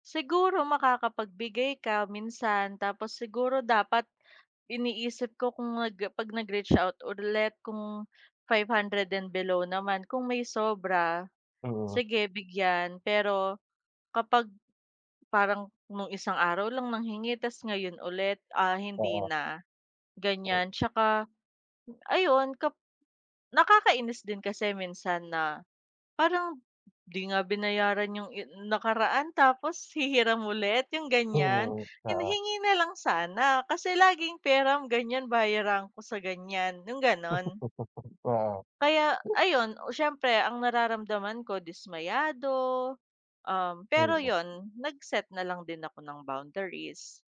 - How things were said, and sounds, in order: tapping; laugh; other noise; unintelligible speech
- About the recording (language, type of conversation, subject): Filipino, unstructured, Paano mo hinarap ang taong palaging nanghihiram sa’yo ng pera?